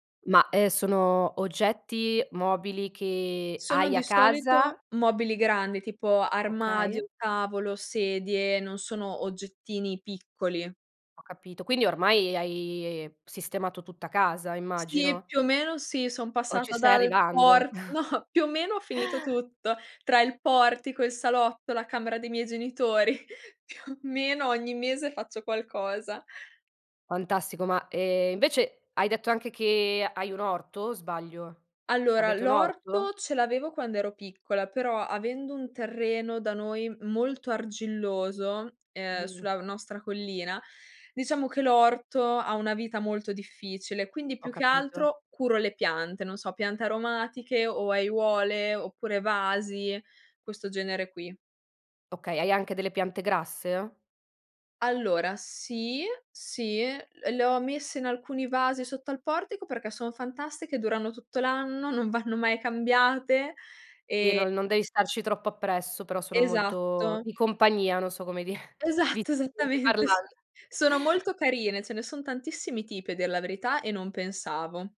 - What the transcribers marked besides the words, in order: laughing while speaking: "no"; chuckle; chuckle; laughing while speaking: "Più"; laughing while speaking: "Esatto, esattamente s"; laughing while speaking: "dire"; unintelligible speech
- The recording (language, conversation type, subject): Italian, podcast, Come gestisci lo stress nella vita di tutti i giorni?
- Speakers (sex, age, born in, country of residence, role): female, 20-24, Italy, Italy, guest; female, 30-34, Italy, Italy, host